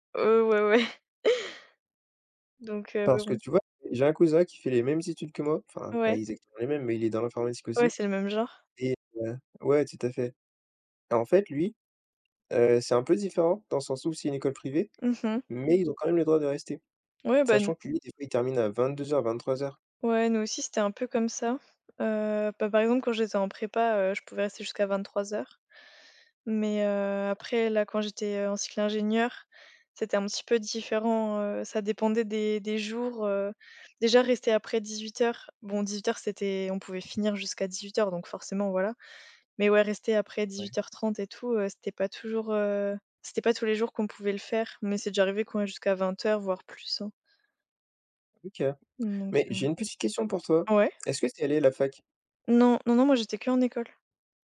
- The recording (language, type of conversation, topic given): French, unstructured, Comment trouves-tu l’équilibre entre travail et vie personnelle ?
- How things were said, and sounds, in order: laughing while speaking: "ouais, ouais"; chuckle; tapping; other background noise